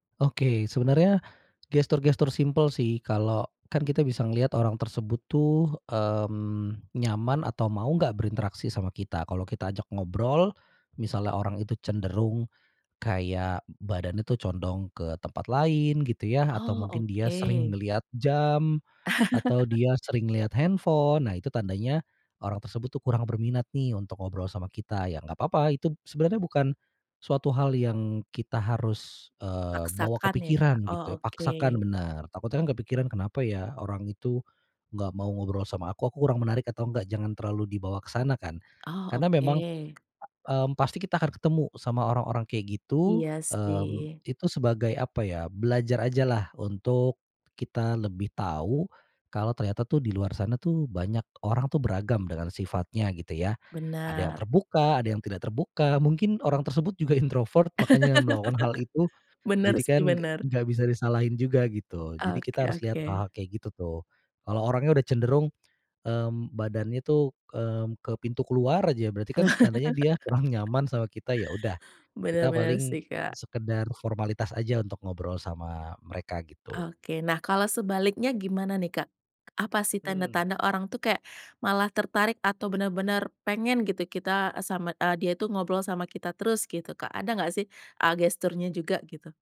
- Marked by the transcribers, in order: chuckle; tapping; laughing while speaking: "introvert"; laugh; other background noise; laugh
- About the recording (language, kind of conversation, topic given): Indonesian, podcast, Apa saranmu untuk pemula yang ingin membangun jaringan?